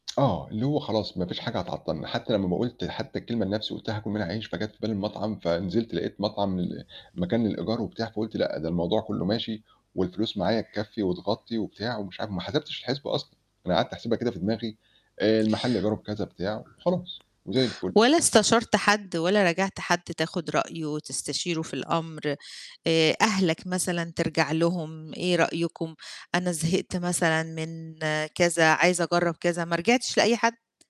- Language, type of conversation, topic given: Arabic, podcast, إزاي تقدر تتعلم بسرعة من تجربة فشلْت فيها؟
- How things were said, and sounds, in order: tapping